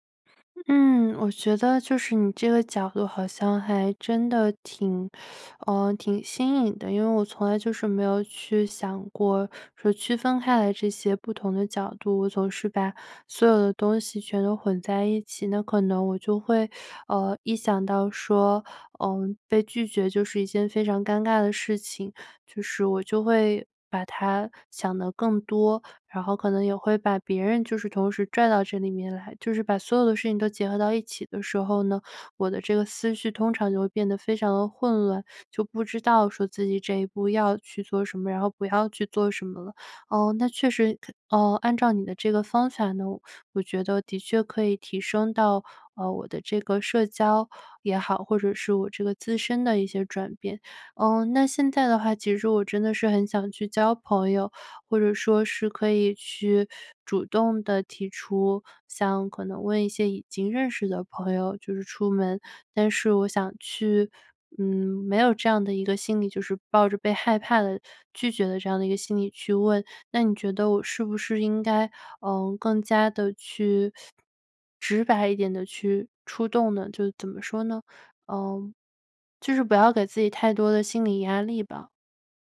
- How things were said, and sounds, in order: none
- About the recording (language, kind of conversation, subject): Chinese, advice, 你因为害怕被拒绝而不敢主动社交或约会吗？